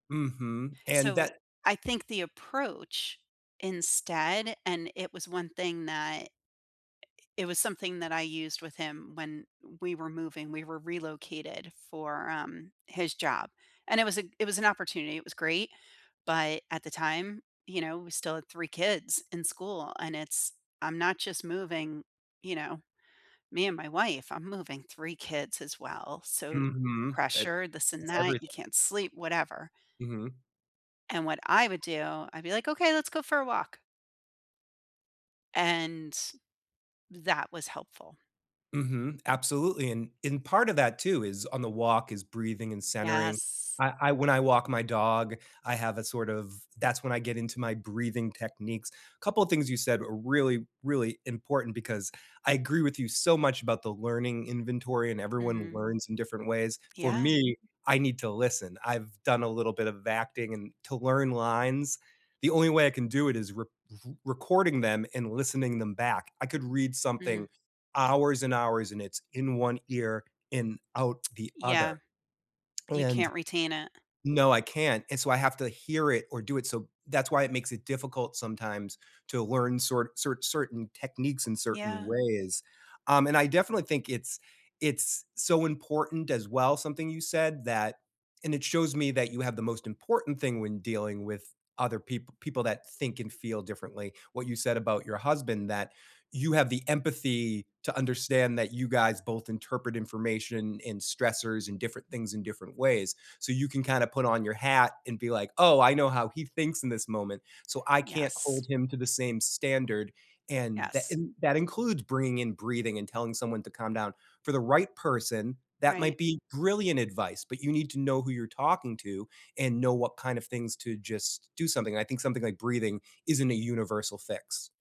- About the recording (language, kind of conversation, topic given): English, unstructured, How can breathing techniques reduce stress and anxiety?
- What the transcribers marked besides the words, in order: none